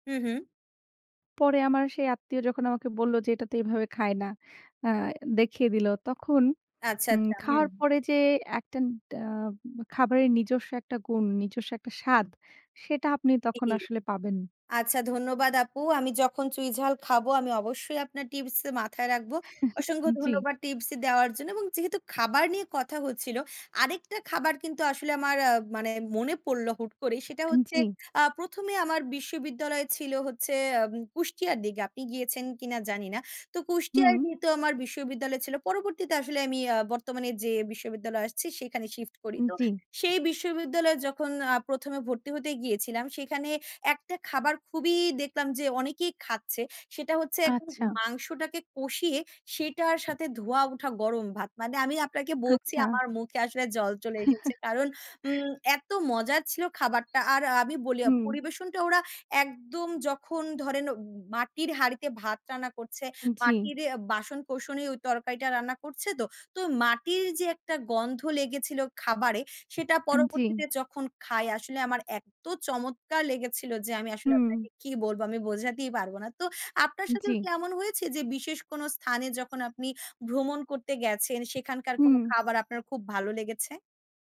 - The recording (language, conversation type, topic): Bengali, unstructured, কোন খাবার তোমার মনে বিশেষ স্মৃতি জাগায়?
- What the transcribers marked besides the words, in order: tapping; unintelligible speech; chuckle; chuckle; other background noise